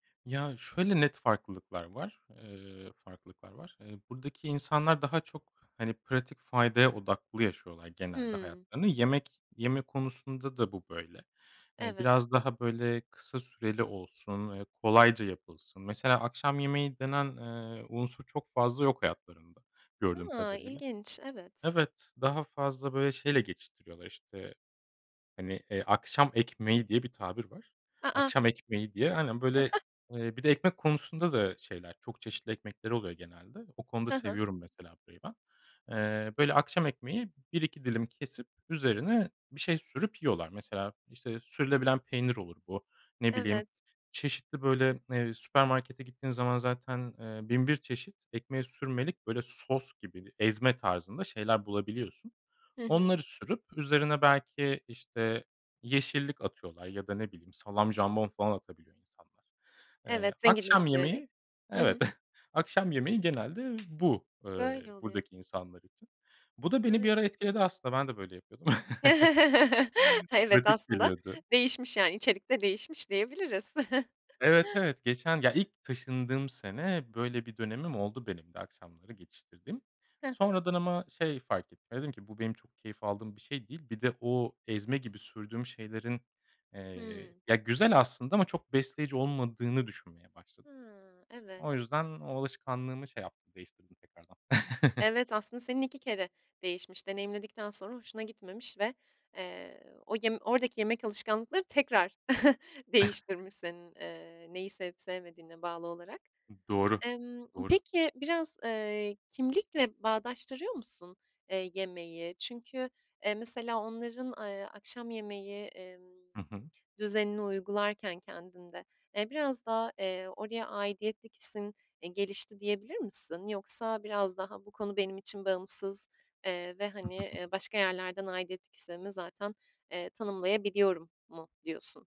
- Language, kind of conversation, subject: Turkish, podcast, Göç etmek yemek alışkanlıklarını nasıl değiştiriyor sence?
- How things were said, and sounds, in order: other background noise; chuckle; chuckle; tapping; laugh; chuckle; chuckle; chuckle; chuckle; chuckle